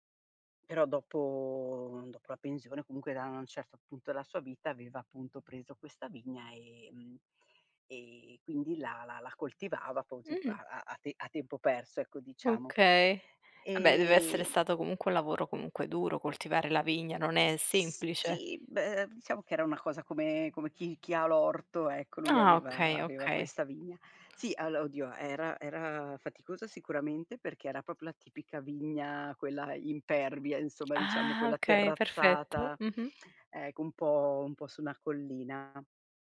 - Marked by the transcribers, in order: "un" said as "na"; "così" said as "posì"; other background noise; tapping; drawn out: "Ah"
- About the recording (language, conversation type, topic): Italian, podcast, Qual è il ricordo d'infanzia che più ti emoziona?